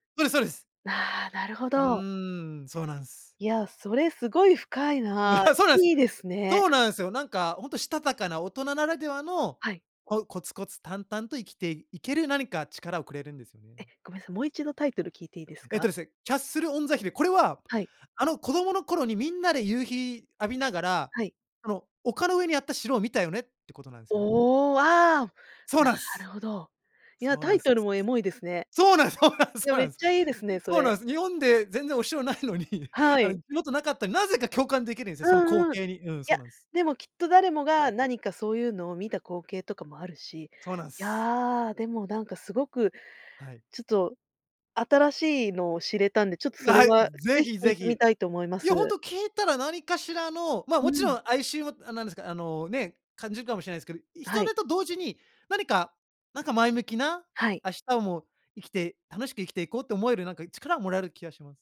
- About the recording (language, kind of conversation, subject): Japanese, podcast, 聴くと必ず元気になれる曲はありますか？
- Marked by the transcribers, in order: laugh; laughing while speaking: "そうなんす そうなんす"; laughing while speaking: "お城ないのに"